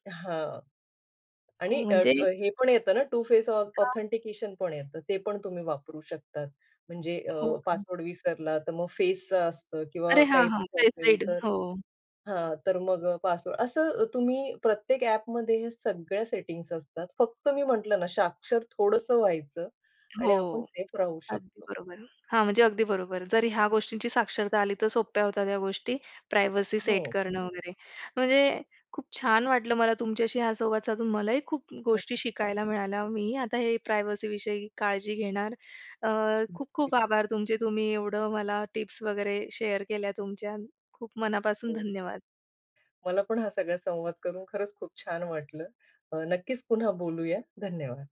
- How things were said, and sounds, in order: tapping; in English: "टू फेस ऑ ऑथेंटिकेशन"; unintelligible speech; in English: "फेसरीड"; in English: "प्रायव्हसी"; chuckle; in English: "प्रायव्हसी"; in English: "शेअर"
- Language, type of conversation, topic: Marathi, podcast, तुमची इंटरनेटवरील गोपनीयता जपण्यासाठी तुम्ही काय करता?